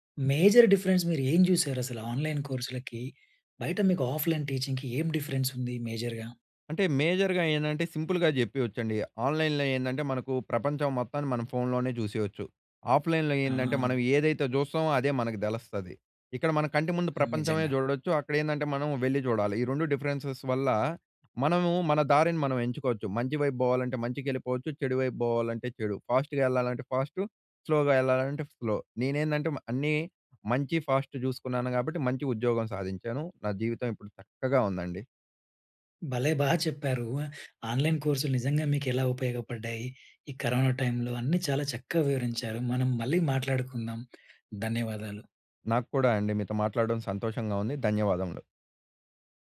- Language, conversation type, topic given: Telugu, podcast, ఆన్‌లైన్ కోర్సులు మీకు ఎలా ఉపయోగపడాయి?
- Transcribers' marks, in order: in English: "మేజర్ డిఫరెన్స్"; in English: "ఆన్‌లైన్"; in English: "ఆఫ్‌లైన్ టీచింగ్‌కి"; in English: "డిఫరెన్స్"; in English: "మేజర్‌గా?"; in English: "మేజర్‌గా"; in English: "సింపుల్‌గా"; in English: "ఆన్‍లైన్‍లో"; in English: "ఆఫ్‍లైన్‍లో"; in English: "డిఫరెన్సెస్"; in English: "ఫాస్ట్‌గా"; in English: "స్లోగా"; in English: "స్లో"; in English: "ఫాస్ట్"; in English: "ఆన్‌లైన్"; lip smack